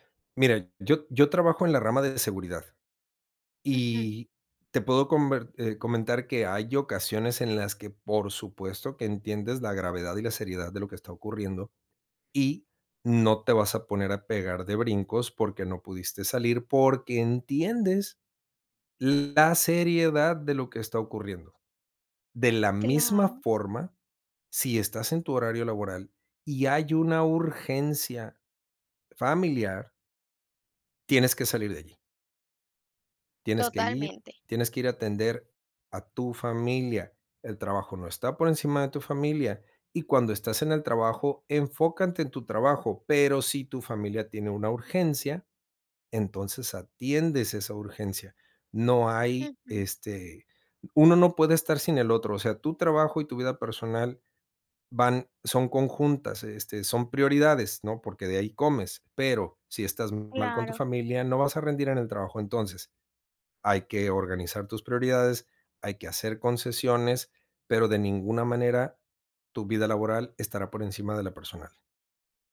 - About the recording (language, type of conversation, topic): Spanish, podcast, ¿Qué preguntas conviene hacer en una entrevista de trabajo sobre el equilibrio entre trabajo y vida personal?
- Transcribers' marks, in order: "enfócate" said as "enfócante"